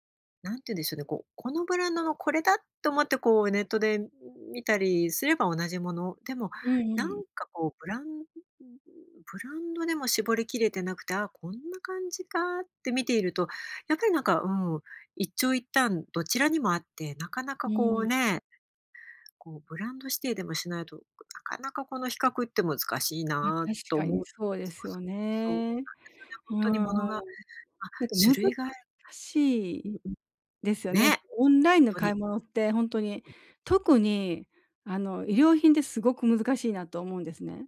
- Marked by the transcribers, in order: none
- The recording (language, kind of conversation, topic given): Japanese, advice, オンラインでの買い物で失敗が多いのですが、どうすれば改善できますか？